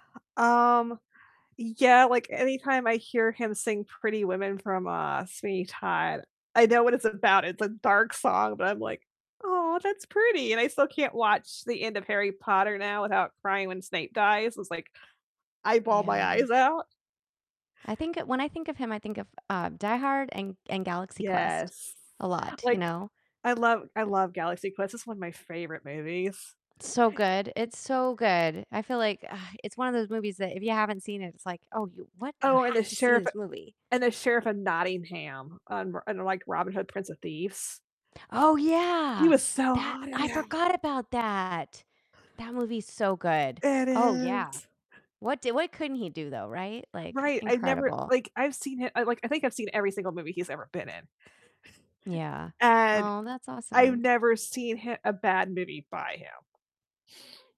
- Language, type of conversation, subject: English, unstructured, How do you discover new music these days, and which finds have really stuck with you?
- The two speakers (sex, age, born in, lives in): female, 45-49, United States, United States; female, 45-49, United States, United States
- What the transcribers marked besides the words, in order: other background noise; distorted speech; tapping; drawn out: "is"